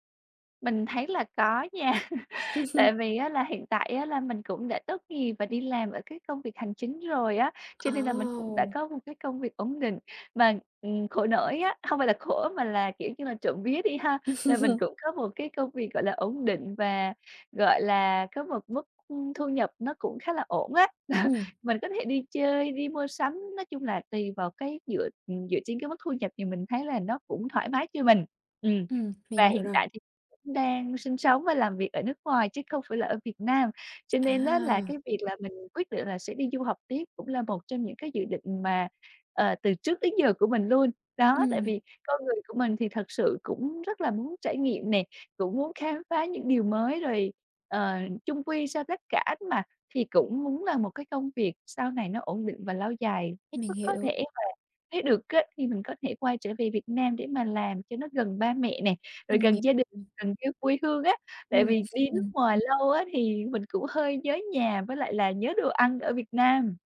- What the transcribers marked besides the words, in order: other background noise; chuckle; laughing while speaking: "Ừm"; chuckle; chuckle; unintelligible speech
- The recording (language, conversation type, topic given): Vietnamese, advice, Làm sao để kiên trì hoàn thành công việc dù đã mất hứng?